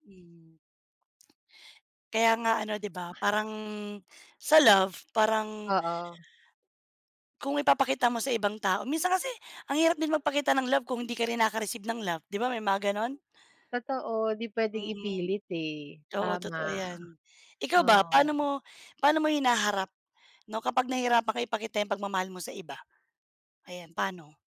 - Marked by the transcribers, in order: other background noise
- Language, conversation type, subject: Filipino, unstructured, Paano mo ipinapakita ang pagmamahal mo sa ibang tao?